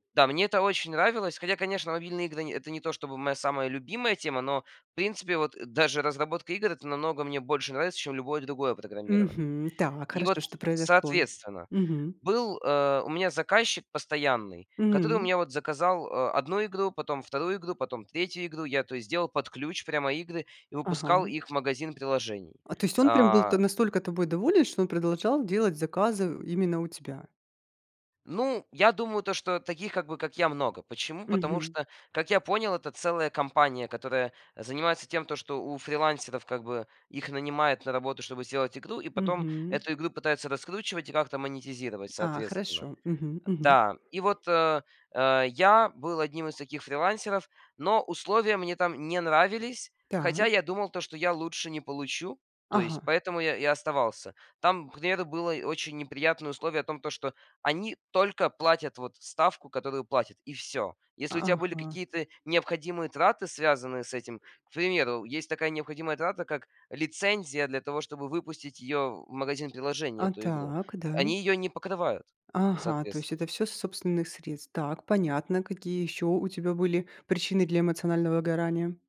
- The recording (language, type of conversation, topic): Russian, podcast, Что делать при эмоциональном выгорании на работе?
- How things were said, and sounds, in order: other background noise